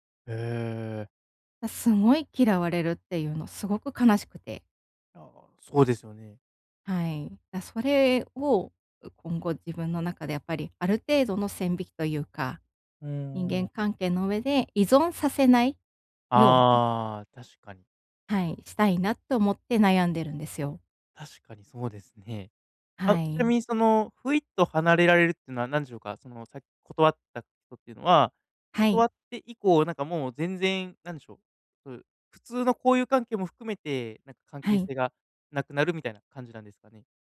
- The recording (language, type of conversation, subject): Japanese, advice, 人にNOと言えず負担を抱え込んでしまうのは、どんな場面で起きますか？
- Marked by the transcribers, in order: none